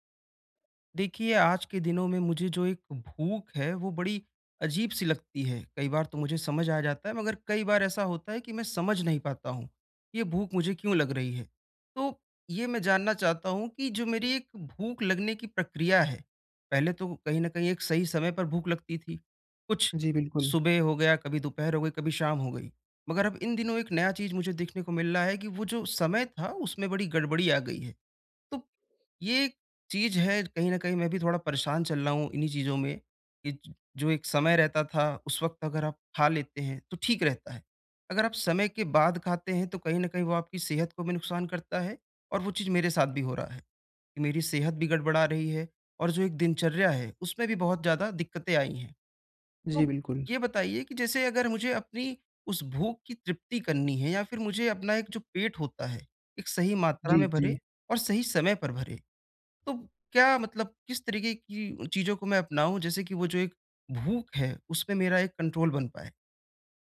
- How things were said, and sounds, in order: tapping; in English: "कंट्रोल"
- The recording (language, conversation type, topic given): Hindi, advice, मैं अपनी भूख और तृप्ति के संकेत कैसे पहचानूं और समझूं?
- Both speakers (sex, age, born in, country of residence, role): male, 20-24, India, India, advisor; male, 20-24, India, India, user